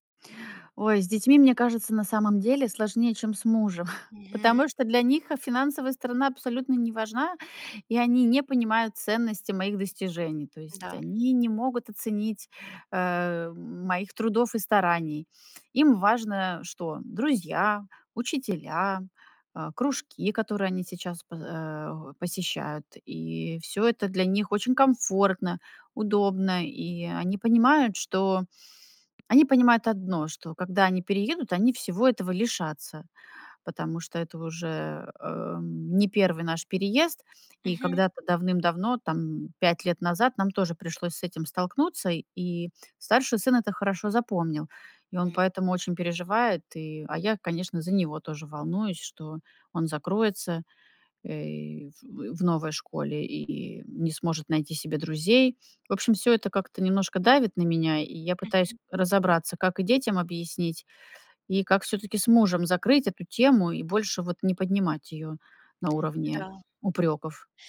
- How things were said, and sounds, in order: other background noise; chuckle; tapping
- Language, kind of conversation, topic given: Russian, advice, Как разрешить разногласия о переезде или смене жилья?